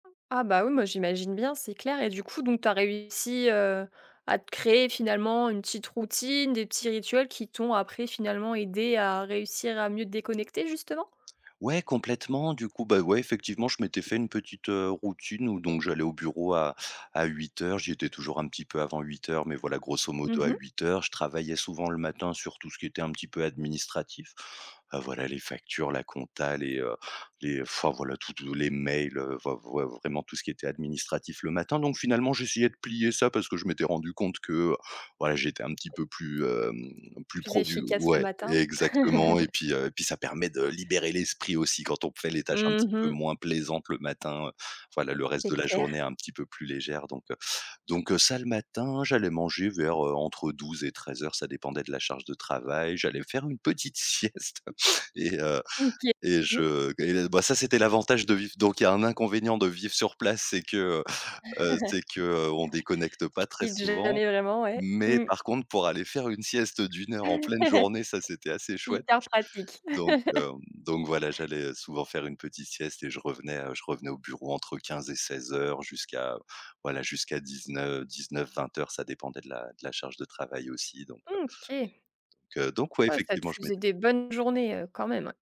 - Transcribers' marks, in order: other noise; tapping; other background noise; chuckle; laughing while speaking: "sieste"; chuckle; chuckle; chuckle
- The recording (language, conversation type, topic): French, podcast, Comment poses-tu des limites (téléphone, travail) pour te reposer ?
- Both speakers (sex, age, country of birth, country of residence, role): female, 25-29, France, France, host; male, 30-34, France, France, guest